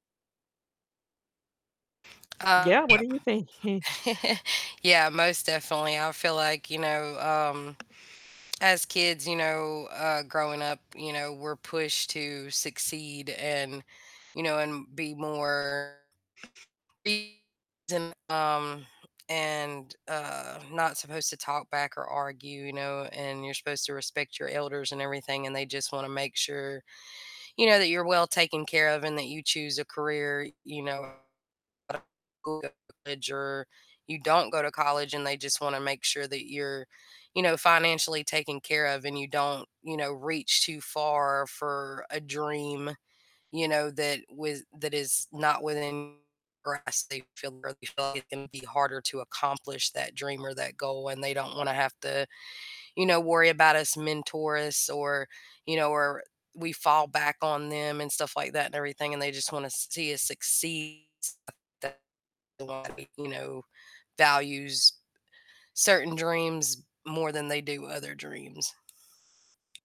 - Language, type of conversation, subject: English, unstructured, Do you think society values certain dreams more than others?
- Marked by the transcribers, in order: other background noise; distorted speech; tapping; laugh; laughing while speaking: "thinking?"; static; unintelligible speech; unintelligible speech; unintelligible speech